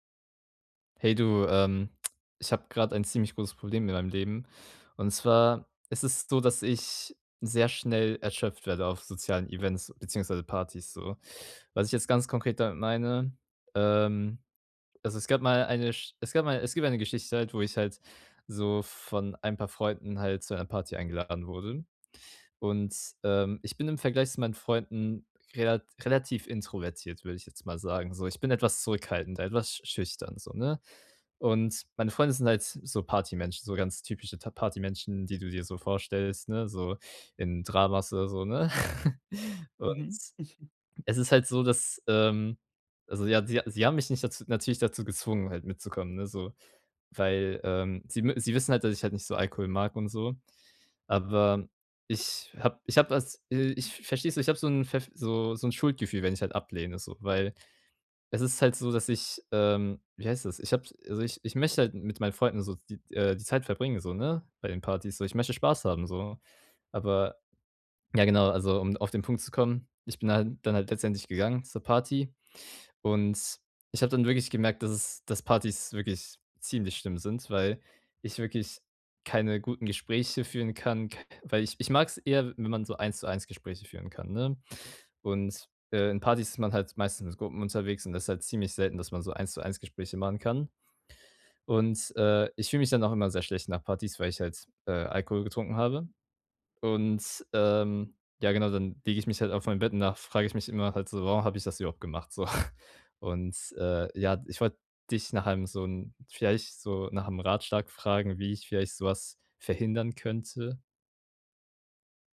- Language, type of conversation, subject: German, advice, Wie kann ich bei Partys und Feiertagen weniger erschöpft sein?
- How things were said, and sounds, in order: unintelligible speech; chuckle; chuckle; laughing while speaking: "so"